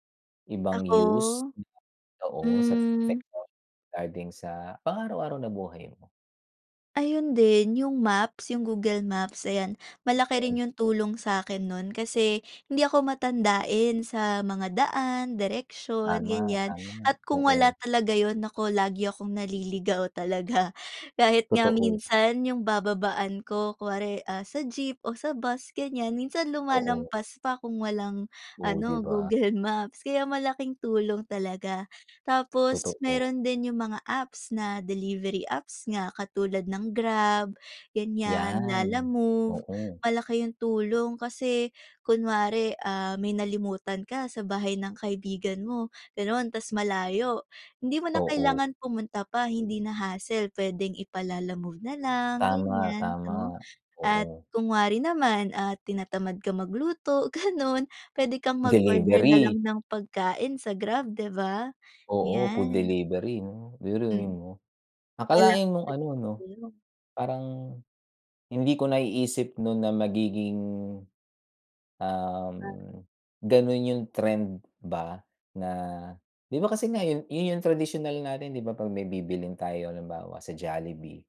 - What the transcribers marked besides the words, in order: other background noise; laughing while speaking: "naliligaw talaga"; laughing while speaking: "Google Maps"; laughing while speaking: "ganoon"
- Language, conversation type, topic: Filipino, unstructured, Paano ka napapasaya ng paggamit ng mga bagong aplikasyon o kagamitan?